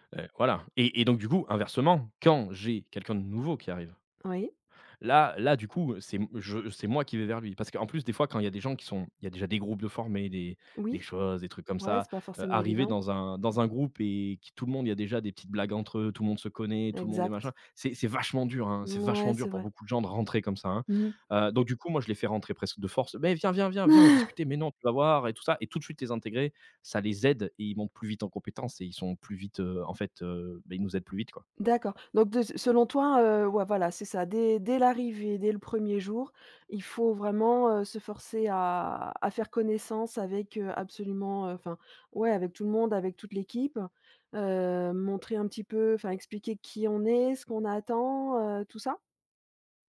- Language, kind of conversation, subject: French, podcast, Comment, selon toi, construit-on la confiance entre collègues ?
- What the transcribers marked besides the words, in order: stressed: "vachement"; stressed: "vachement"; sigh